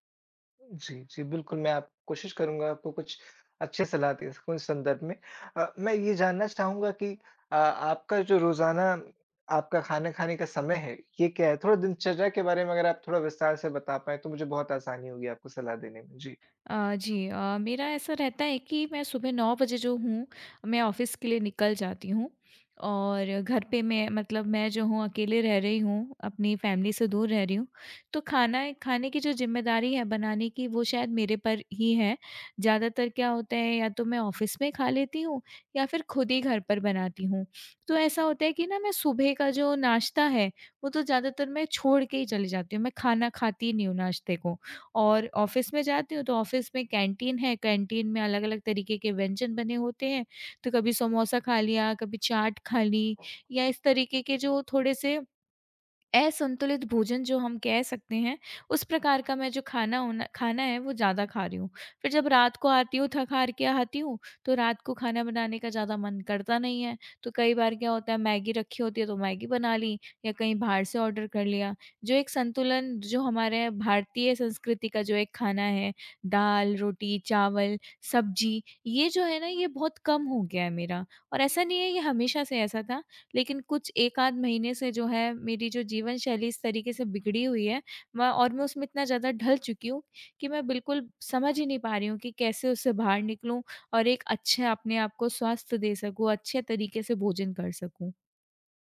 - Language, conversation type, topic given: Hindi, advice, आप नियमित और संतुलित भोजन क्यों नहीं कर पा रहे हैं?
- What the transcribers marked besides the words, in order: in English: "ऑफ़िस"; in English: "फैमिली"; in English: "ऑफिस"; in English: "ऑफ़िस"; in English: "ऑफ़िस"; in English: "ऑर्डर"